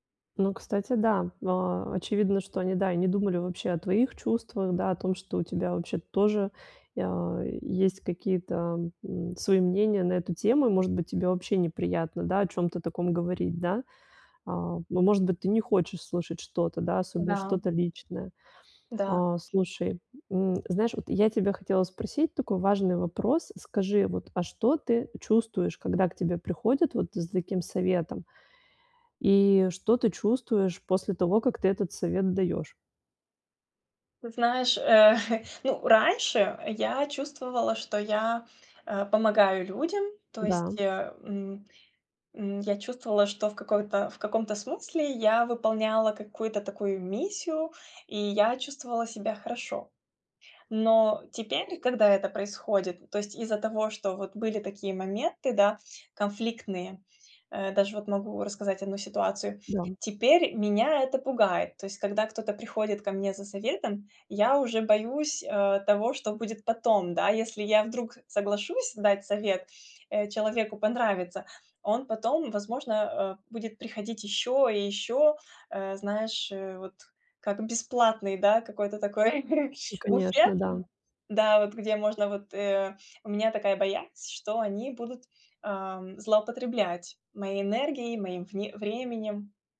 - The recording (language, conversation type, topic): Russian, advice, Как обсудить с партнёром границы и ожидания без ссоры?
- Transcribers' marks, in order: chuckle; tapping; chuckle